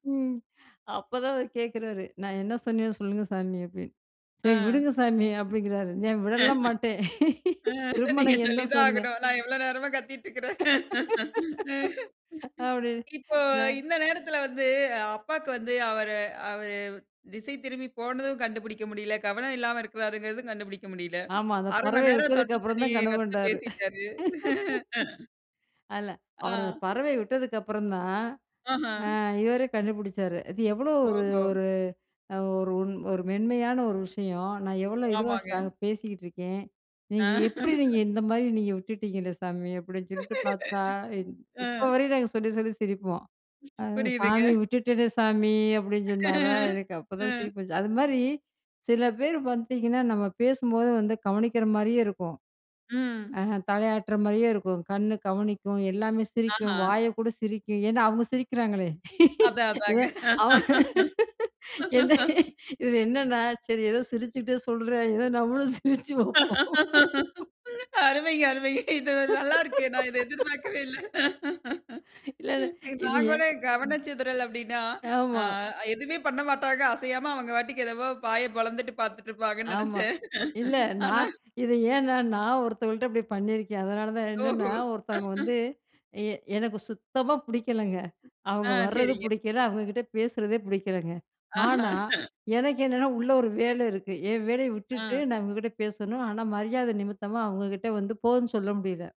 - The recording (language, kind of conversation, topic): Tamil, podcast, எளிதாக மற்றவர்களின் கவனத்தை ஈர்க்க நீங்கள் என்ன செய்வீர்கள்?
- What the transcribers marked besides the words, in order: laughing while speaking: "நான் விடலாம் மாட்டேன் திரும்ப, நான் என்ன சொன்னேன்?"; laughing while speaking: "அ, நீங்க சொல்லி தான் ஆகணும். நான் எவ்வளோ நேரமா கத்திட்டுருக்கறேன்"; laughing while speaking: "அப்பிடின்னு அ"; laugh; laughing while speaking: "ஆ"; laugh; laughing while speaking: "புரியுதுங்க"; laughing while speaking: "ஆ"; laughing while speaking: "இத அவ என்ன இது என்னன்னா … நம்மளும் சிரிச்சு வப்போம்"; laugh; laughing while speaking: "அருமை, அருமைங்க! இது நல்லா இருக்கு … இருப்பாங்கன்னு நெனைச்சேன். ஆனா"; laugh; laughing while speaking: "இல்ல, இல்ல. இது ஏன்?"; laugh; laughing while speaking: "ஆஹா!"